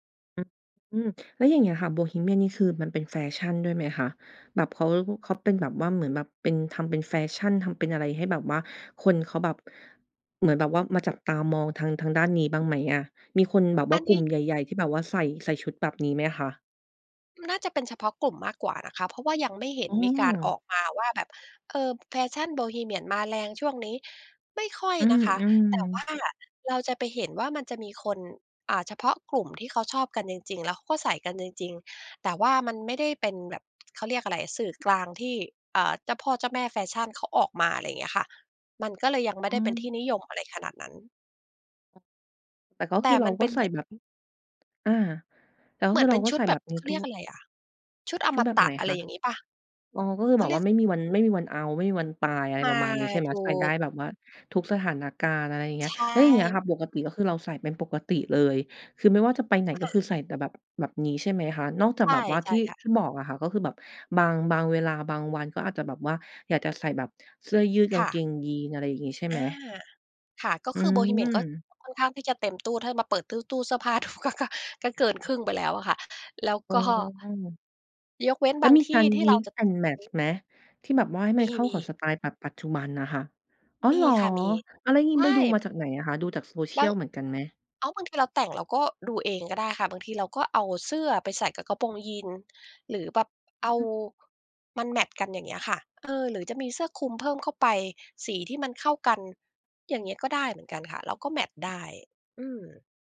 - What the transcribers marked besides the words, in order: tapping; other background noise; laughing while speaking: "ดู"; in English: "mix and match"
- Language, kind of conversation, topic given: Thai, podcast, สื่อสังคมออนไลน์มีผลต่อการแต่งตัวของคุณอย่างไร?